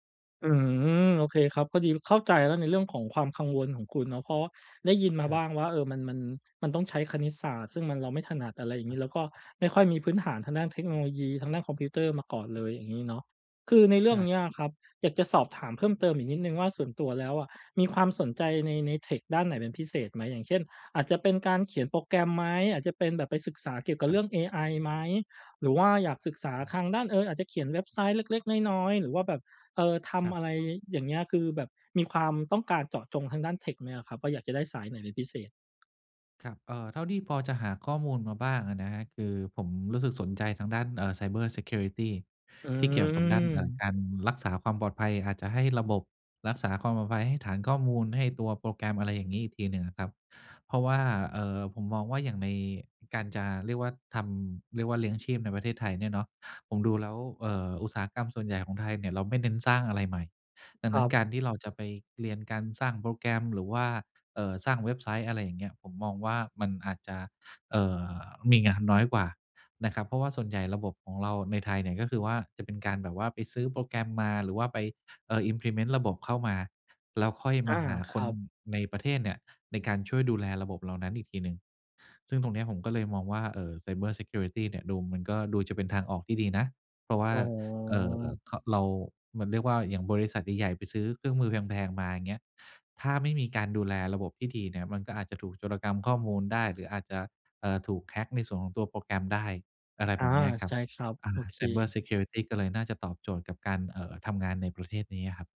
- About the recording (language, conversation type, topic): Thai, advice, ความกลัวล้มเหลว
- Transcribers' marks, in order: in English: "ไซเบอร์ซีเคียวริตี"; in English: "Implement"; in English: "ไซเบอร์ซีเคียวริตี"; in English: "ไซเบอร์ซีเคียวริตี"